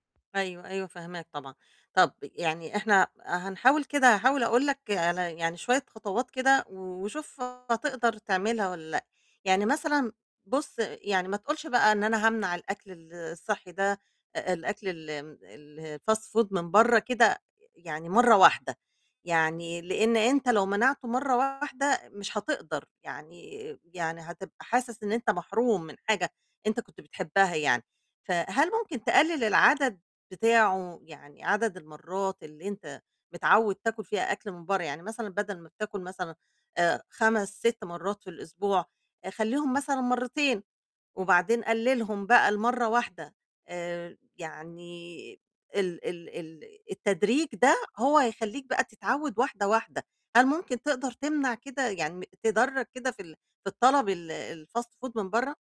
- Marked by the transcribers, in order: distorted speech; in English: "الfast food"; tapping; in English: "الfast food"
- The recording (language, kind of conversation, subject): Arabic, advice, إزاي أقدر أبدّل عاداتي السلبية بعادات صحية ثابتة؟